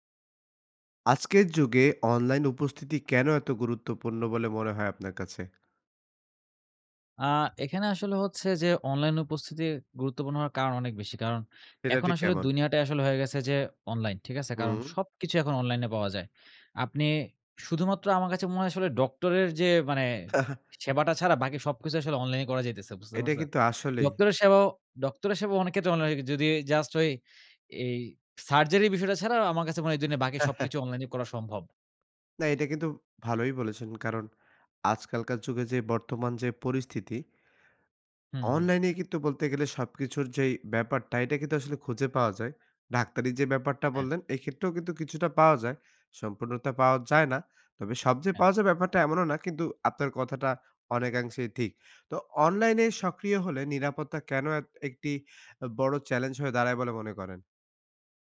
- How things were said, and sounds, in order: tapping; chuckle; chuckle
- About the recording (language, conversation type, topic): Bengali, podcast, নিরাপত্তা বজায় রেখে অনলাইন উপস্থিতি বাড়াবেন কীভাবে?